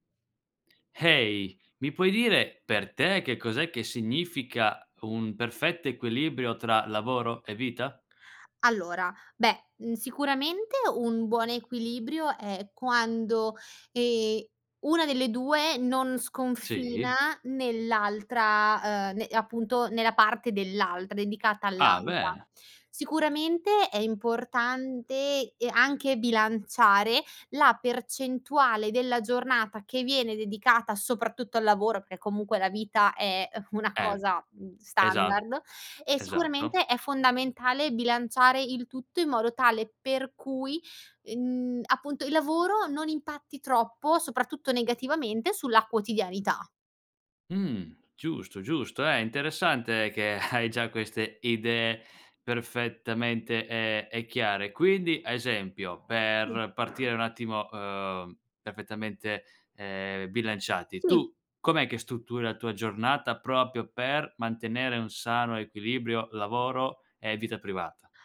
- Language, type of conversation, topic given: Italian, podcast, Cosa significa per te l’equilibrio tra lavoro e vita privata?
- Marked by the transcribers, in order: chuckle; tapping; unintelligible speech; "proprio" said as "propio"